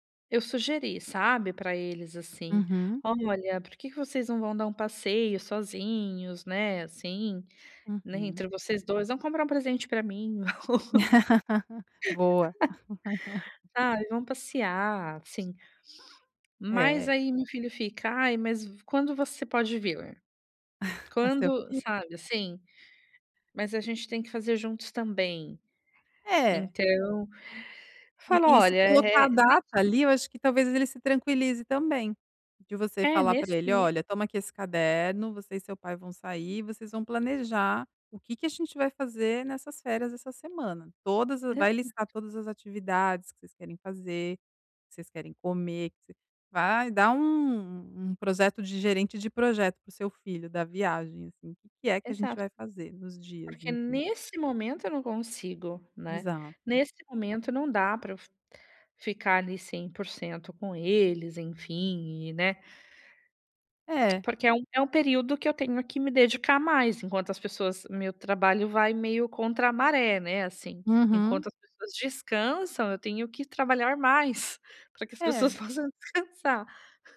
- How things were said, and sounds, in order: laugh; laugh; laugh; other noise; tapping
- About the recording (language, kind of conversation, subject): Portuguese, advice, Como posso lidar com a perda das minhas rotinas e da familiaridade?